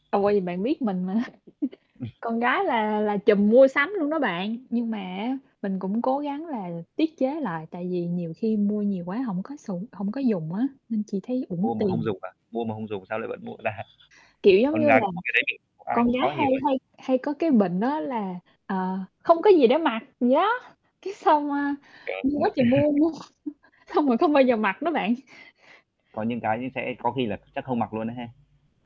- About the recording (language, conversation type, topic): Vietnamese, unstructured, Bạn thường làm gì để tạo động lực cho mình vào mỗi buổi sáng?
- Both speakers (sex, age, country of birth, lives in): female, 25-29, Vietnam, United States; male, 25-29, Vietnam, Vietnam
- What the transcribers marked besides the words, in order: chuckle; static; distorted speech; laughing while speaking: "ta?"; other background noise; laughing while speaking: "mua"; chuckle; tapping; other noise